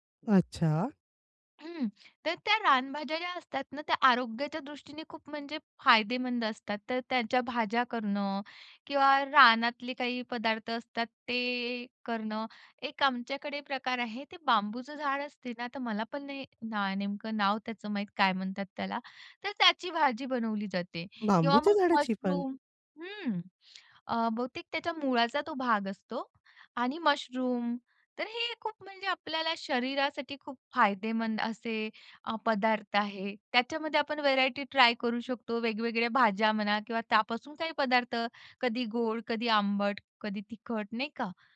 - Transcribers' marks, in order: in English: "व्हरायटी ट्राय"
- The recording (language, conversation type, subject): Marathi, podcast, विशेष सणांमध्ये कोणते अन्न आवर्जून बनवले जाते आणि त्यामागचे कारण काय असते?